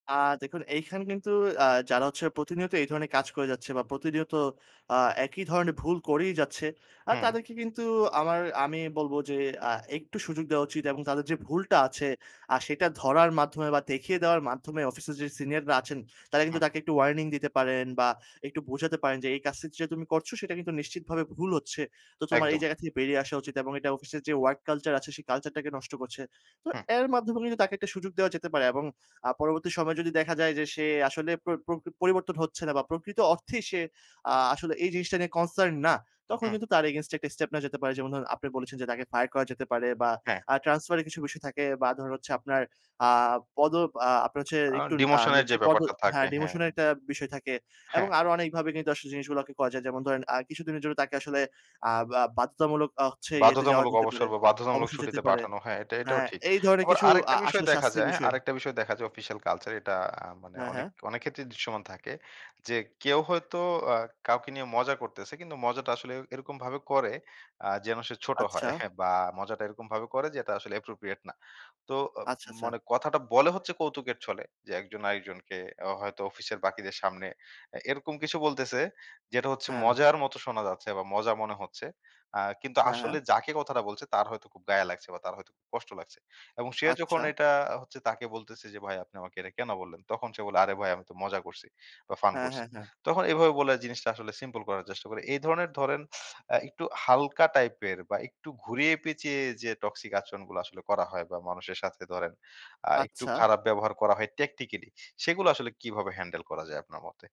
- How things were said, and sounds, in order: other noise; other background noise
- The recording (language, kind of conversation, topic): Bengali, podcast, অফিসে বিষাক্ত আচরণের মুখে পড়লে আপনি কীভাবে পরিস্থিতি সামলান?